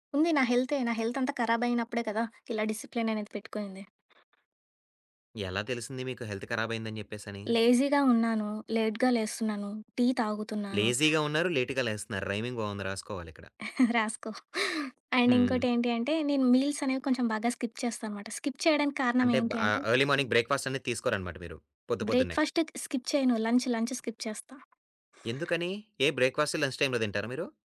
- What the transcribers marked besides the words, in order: in English: "హెల్త్"; other background noise; in English: "హెల్త్"; in English: "లేజీగా"; in English: "లేజీగా"; in English: "లేట్‌గా"; in English: "రైమింగ్"; chuckle; in English: "అండ్"; in English: "స్కిప్"; in English: "స్కిప్"; in English: "ఎర్లీ మార్నింగ్"; in English: "బ్రేక్"; in English: "స్కిప్"; in English: "లంచ్, లంచ్ స్కిప్"; in English: "లంచ్ టైమ్‌లో"
- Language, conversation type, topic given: Telugu, podcast, ఉదయం లేవగానే మీరు చేసే పనులు ఏమిటి, మీ చిన్న అలవాట్లు ఏవి?